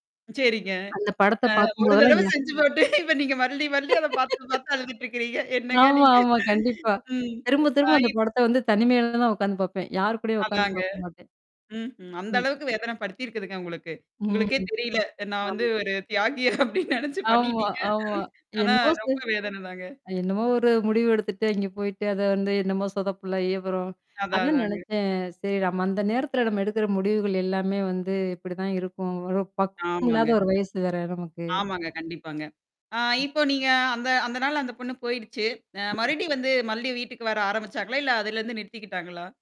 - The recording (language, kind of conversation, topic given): Tamil, podcast, ஒரு படம் உங்களைத் தனிமையிலிருந்து விடுபடுத்த முடியுமா?
- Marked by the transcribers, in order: laughing while speaking: "ஒரு தரவ செஞ்சு போட்டு, இப்ப … இருக்குறீங்க! என்னங்க நீங்க?"; laugh; laughing while speaking: "ஆமா ஆமா கண்டிப்பா"; other background noise; unintelligible speech; distorted speech; laughing while speaking: "தியாகி அப்டின்னு நெனச்சு பண்ணிட்டீங்க"; laughing while speaking: "ஆமா ஆமா"; "அதனால" said as "அந்த நால"